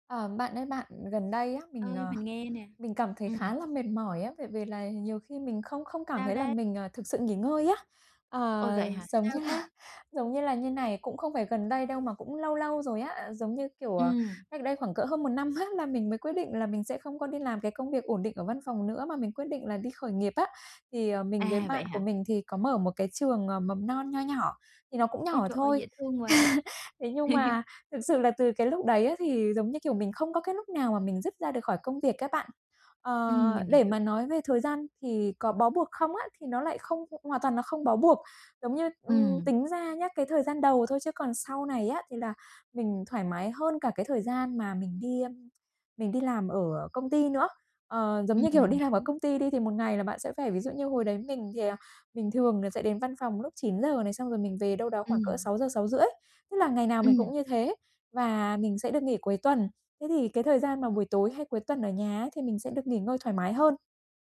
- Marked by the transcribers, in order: tapping; laughing while speaking: "là"; other background noise; laughing while speaking: "á"; chuckle
- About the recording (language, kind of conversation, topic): Vietnamese, advice, Làm sao để bạn thực sự nghỉ ngơi thoải mái ở nhà?